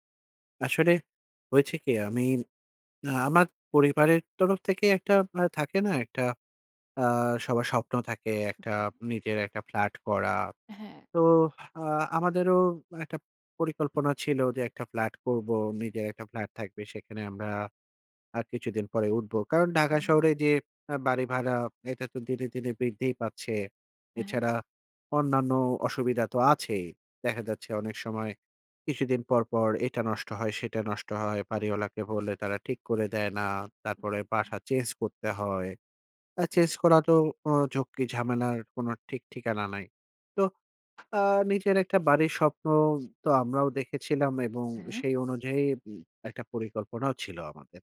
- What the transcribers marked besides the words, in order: "চেঞ্জ" said as "চেজ"
- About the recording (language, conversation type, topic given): Bengali, advice, আপনি কেন প্রায়ই কোনো প্রকল্প শুরু করে মাঝপথে থেমে যান?